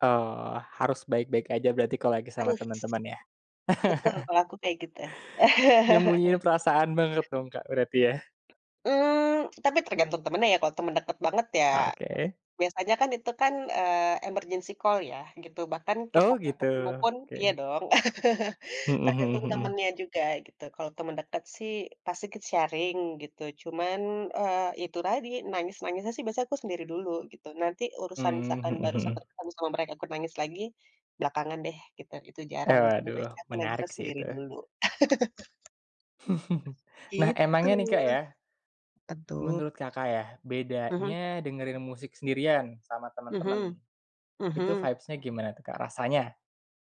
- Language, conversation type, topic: Indonesian, podcast, Bagaimana musik membantu kamu menghadapi stres atau kesedihan?
- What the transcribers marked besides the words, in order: other background noise; laugh; laugh; tapping; in English: "emergency call"; laugh; in English: "sharing"; laugh; chuckle; "tuh" said as "pentut"; in English: "vibes-nya"